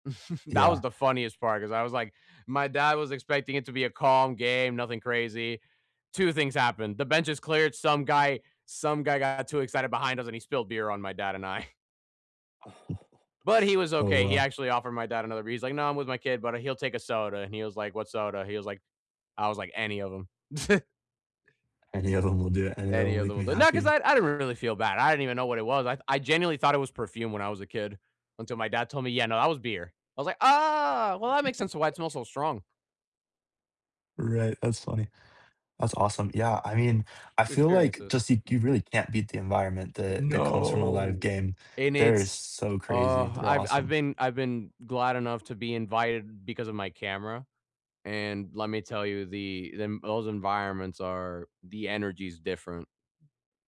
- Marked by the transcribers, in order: chuckle; laughing while speaking: "Oh"; chuckle; drawn out: "Ah"; chuckle; other background noise; drawn out: "No"
- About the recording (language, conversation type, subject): English, unstructured, How do you decide whether to attend a game in person or watch it at home?